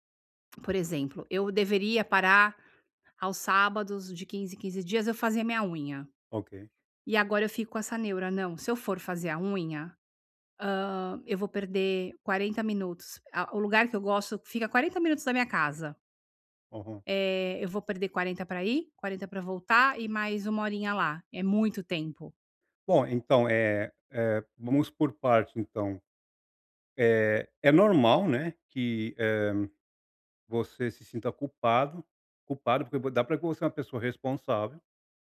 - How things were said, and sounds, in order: none
- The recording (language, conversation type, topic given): Portuguese, advice, Por que me sinto culpado ou ansioso ao tirar um tempo livre?